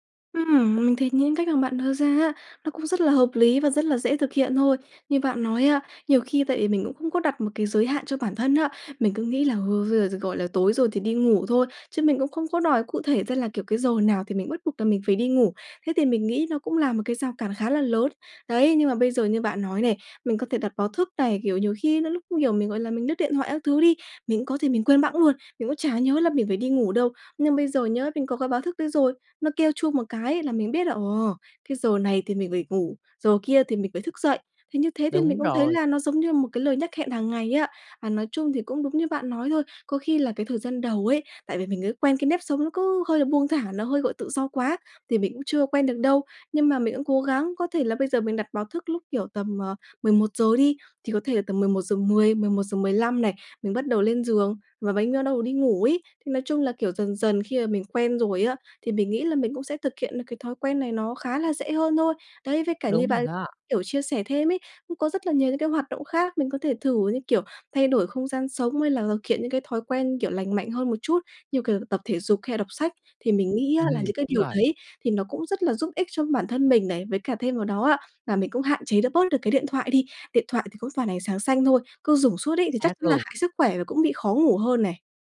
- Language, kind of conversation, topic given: Vietnamese, advice, Vì sao tôi không thể duy trì thói quen ngủ đúng giờ?
- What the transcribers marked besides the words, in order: other background noise